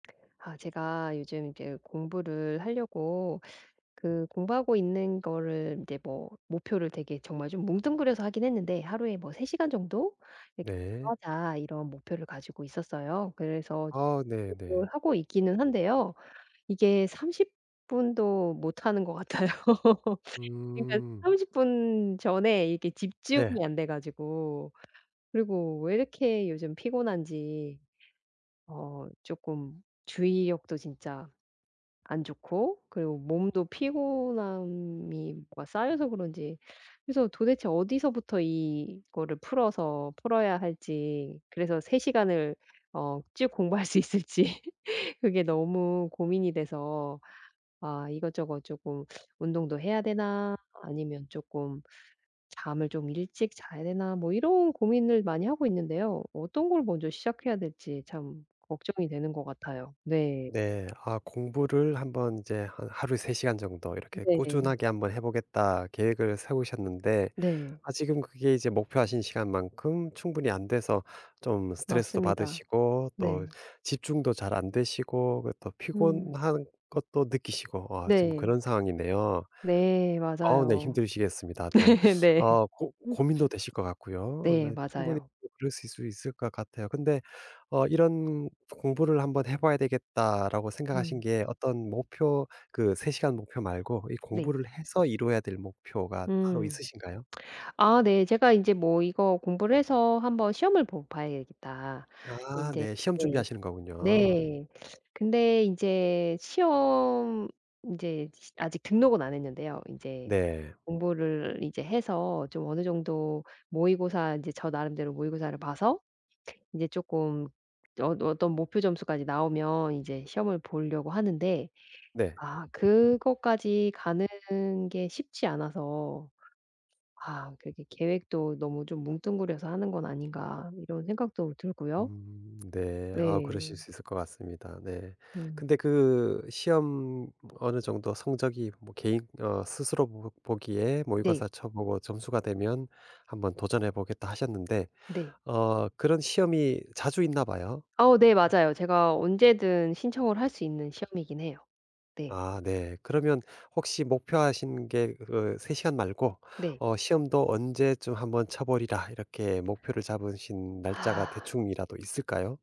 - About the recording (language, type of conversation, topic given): Korean, advice, 오랜 시간 작업하다가 집중력이 떨어지고 피로가 쌓일 때 어떻게 버티면 좋을까요?
- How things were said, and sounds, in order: other background noise; unintelligible speech; laughing while speaking: "같아요"; laugh; tapping; laughing while speaking: "공부할 수 있을지"; laugh; sigh